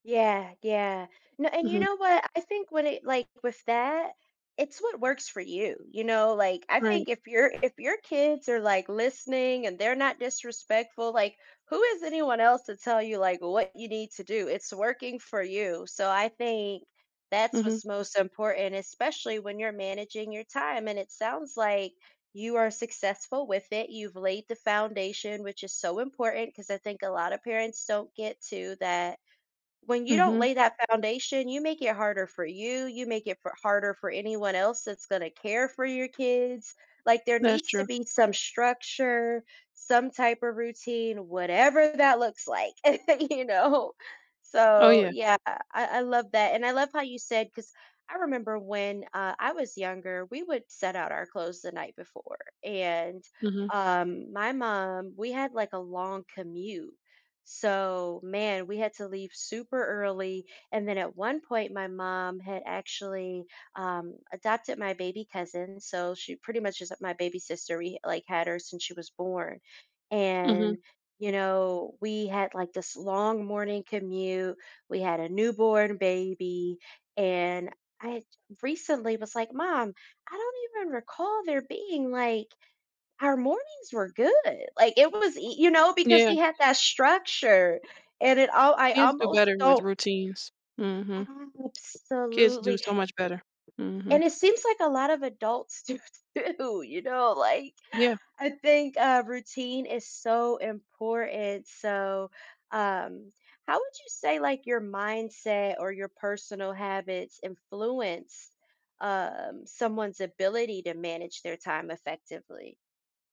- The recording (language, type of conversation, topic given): English, podcast, What strategies can help people manage their time more effectively?
- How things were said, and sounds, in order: other background noise; laugh; laughing while speaking: "you know?"; drawn out: "Absolutely"; laughing while speaking: "too"